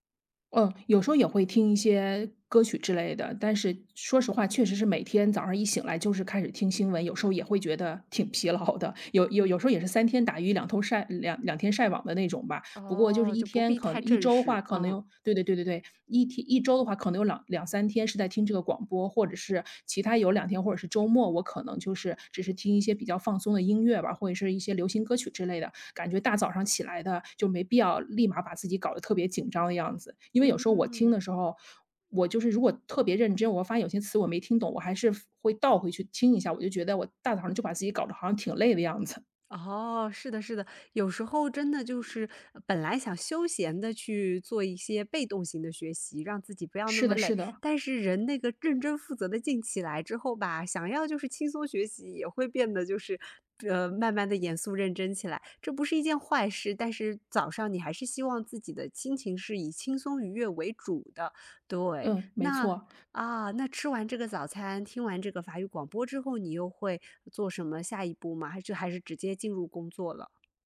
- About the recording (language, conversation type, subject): Chinese, podcast, 你早上通常是怎么开始新一天的？
- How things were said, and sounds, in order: laughing while speaking: "疲劳的"